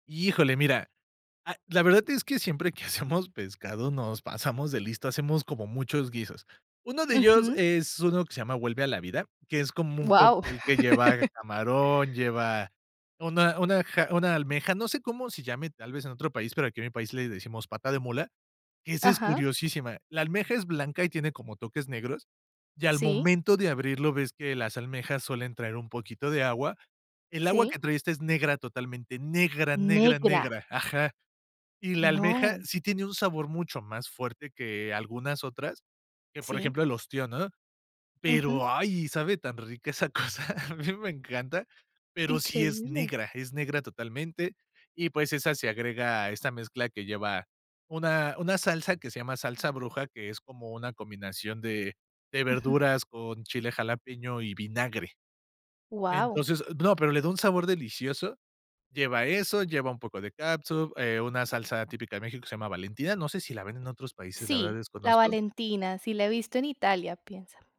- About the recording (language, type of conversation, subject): Spanish, podcast, ¿Qué papel juega la comida en las reuniones con otras personas?
- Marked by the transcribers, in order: laughing while speaking: "que hacemos"; laugh; tapping; stressed: "Negra"; drawn out: "No"; laughing while speaking: "tan rica, esa cosa. A mí"